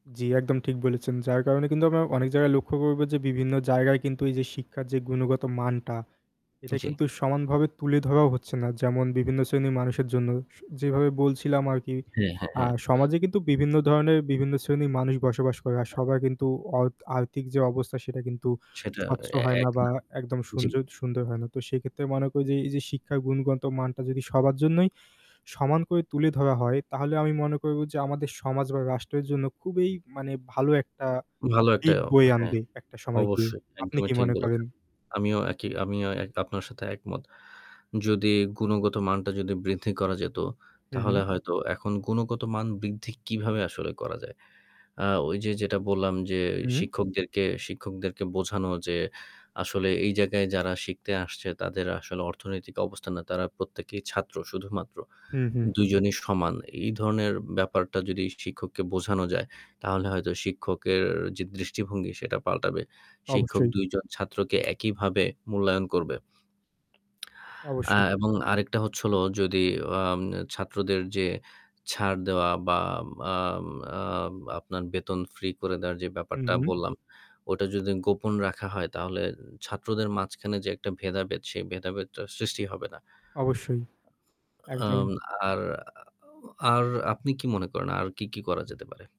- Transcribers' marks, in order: static; other background noise; "আর্থিক" said as "আর্তিক"; tapping
- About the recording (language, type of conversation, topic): Bengali, unstructured, সবার জন্য শিক্ষার সুযোগ সমান হওয়া কেন উচিত?